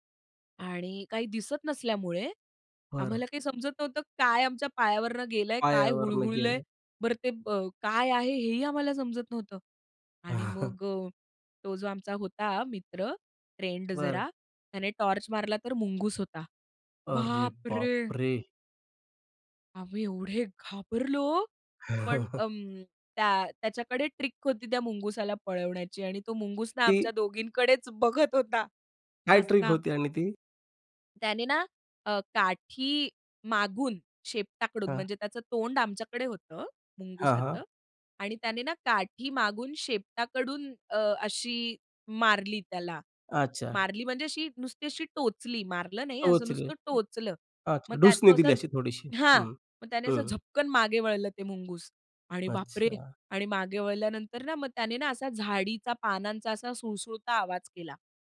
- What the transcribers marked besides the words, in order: chuckle; in English: "फ्रेंड"; surprised: "अरे बापरे!"; stressed: "बापरे!"; afraid: "आम्ही एवढे घाबरलो"; chuckle; in English: "ट्रिक"; put-on voice: "आमच्या दोघींकडेच बघत होता, हसता"; in English: "ट्रिक"; other noise; tapping; stressed: "झपकन"; surprised: "बाप रे!"
- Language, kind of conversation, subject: Marathi, podcast, प्रवासात कधी हरवल्याचा अनुभव सांगशील का?